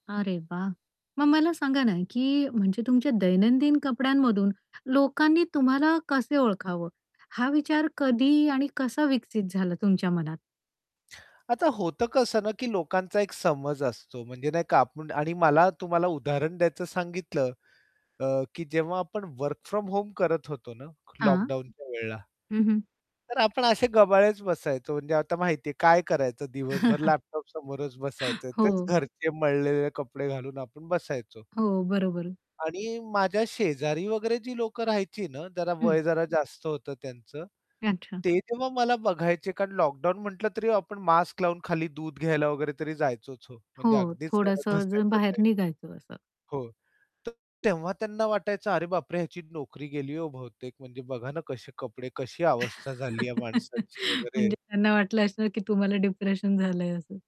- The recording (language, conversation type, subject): Marathi, podcast, तुमच्या कपड्यांमुळे लोकांना तुमची ओळख कशी जाणवते?
- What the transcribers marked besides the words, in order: static; in English: "वर्क फ्रॉम होम"; distorted speech; chuckle; laugh; in English: "डिप्रेशन"